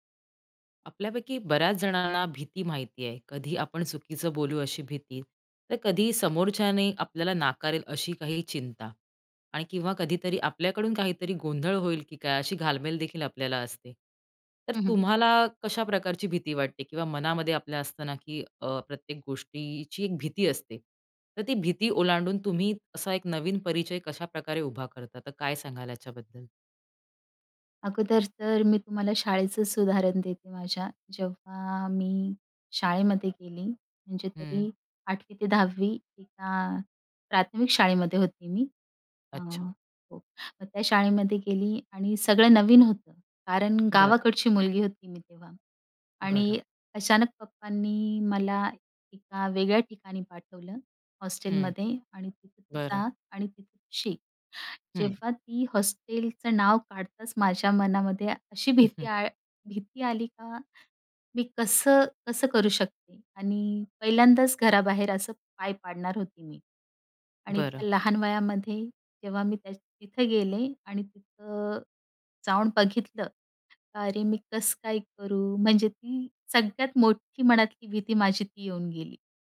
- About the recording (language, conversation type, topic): Marathi, podcast, मनातली भीती ओलांडून नवा परिचय कसा उभा केला?
- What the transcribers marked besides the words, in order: afraid: "अरे, मी कसं काय करू?"